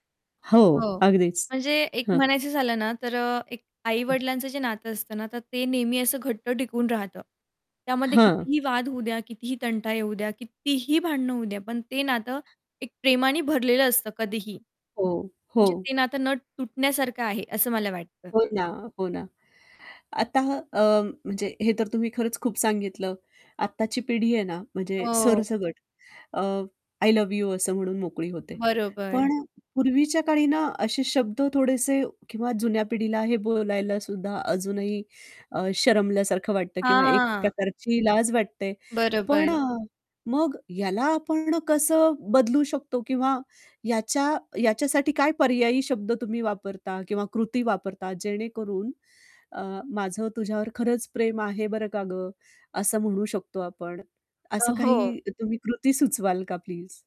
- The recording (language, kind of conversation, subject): Marathi, podcast, जुन्या पिढीला प्रेम व्यक्त करण्याचे वेगवेगळे मार्ग आपण कसे समजावून सांगाल?
- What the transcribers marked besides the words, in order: static; distorted speech; other background noise; stressed: "कितीही"; tapping